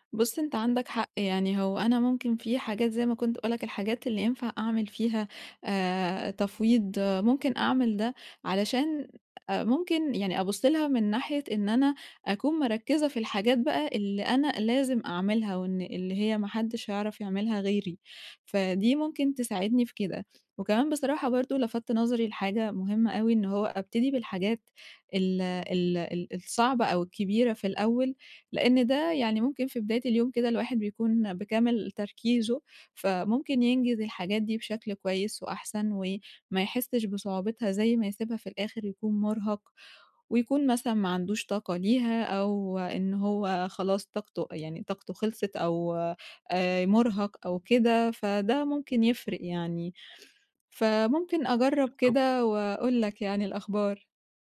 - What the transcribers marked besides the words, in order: tapping
- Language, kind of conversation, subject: Arabic, advice, إزاي أرتّب مهامي حسب الأهمية والإلحاح؟